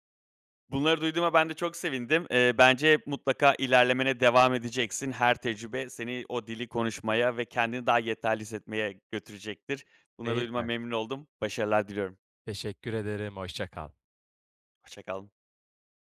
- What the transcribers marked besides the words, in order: tapping; other background noise
- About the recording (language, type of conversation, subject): Turkish, advice, Kendimi yetersiz hissettiğim için neden harekete geçemiyorum?